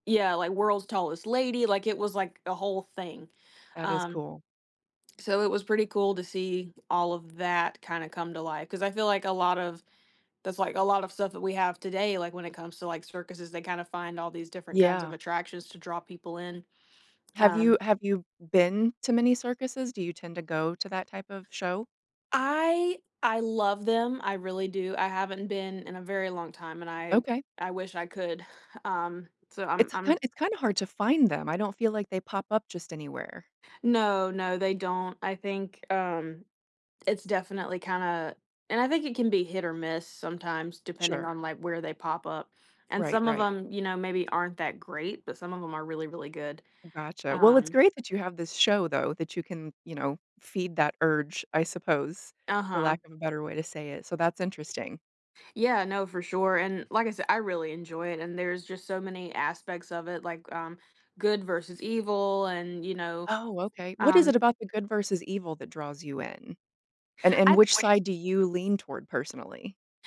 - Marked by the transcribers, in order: chuckle; background speech; other background noise
- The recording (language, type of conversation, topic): English, podcast, How do certain TV shows leave a lasting impact on us and shape our interests?
- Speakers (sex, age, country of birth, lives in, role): female, 20-24, United States, United States, guest; female, 45-49, United States, United States, host